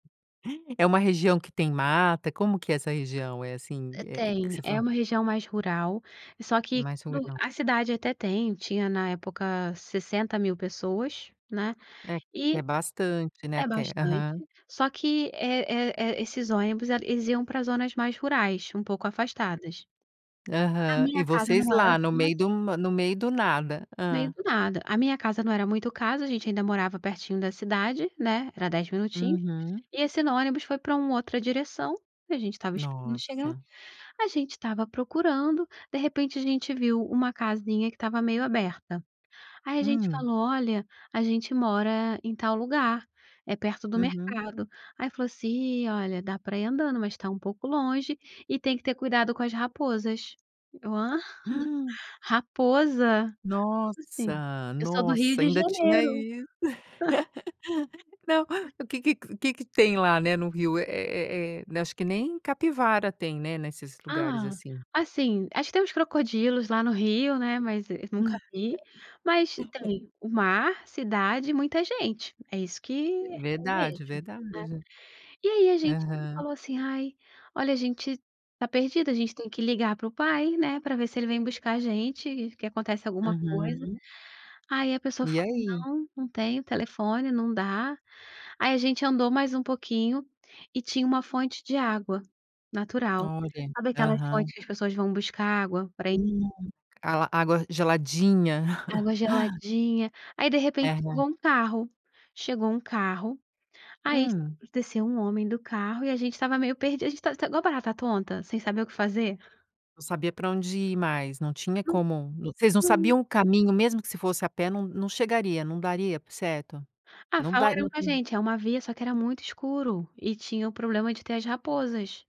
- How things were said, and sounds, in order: tapping; other background noise; unintelligible speech; gasp; laugh; chuckle; laugh; chuckle; unintelligible speech; unintelligible speech
- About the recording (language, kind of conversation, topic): Portuguese, podcast, Você já foi ajudado por alguém do lugar que não conhecia? Como foi?